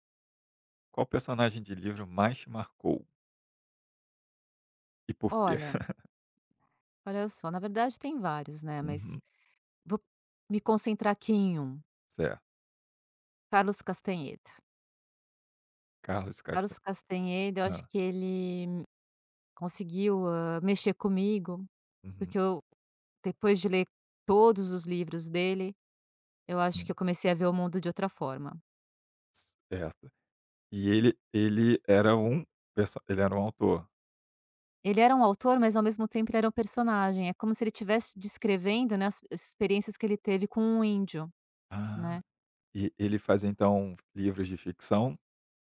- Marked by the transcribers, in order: other background noise; chuckle; tapping
- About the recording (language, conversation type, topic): Portuguese, podcast, Qual personagem de livro mais te marcou e por quê?